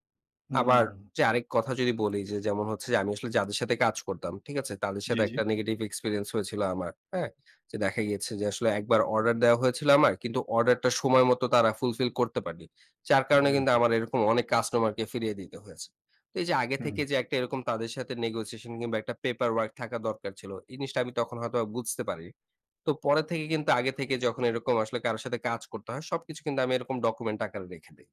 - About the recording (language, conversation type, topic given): Bengali, podcast, আপনি কীভাবে ভুল থেকে শিক্ষা নিয়ে নিজের সফলতার সংজ্ঞা নতুন করে নির্ধারণ করেন?
- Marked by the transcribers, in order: in English: "negative experience"; in English: "ফুলফিল"; in English: "নেগোশিয়েশন"; in English: "পেপার ওয়ার্ক"